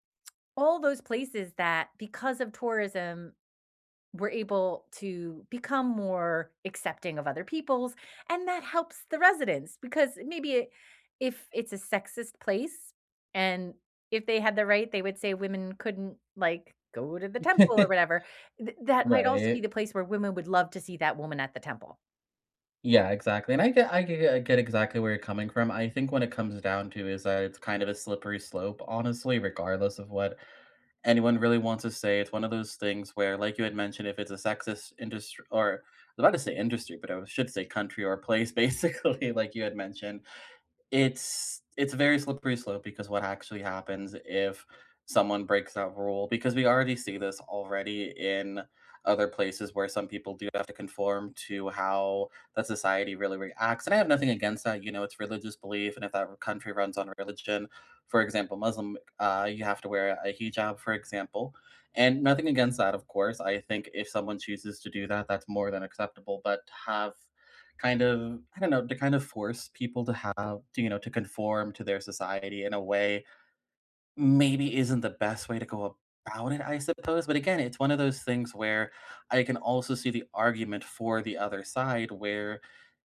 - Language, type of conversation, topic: English, unstructured, Should locals have the final say over what tourists can and cannot do?
- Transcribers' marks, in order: background speech; chuckle; laughing while speaking: "basically"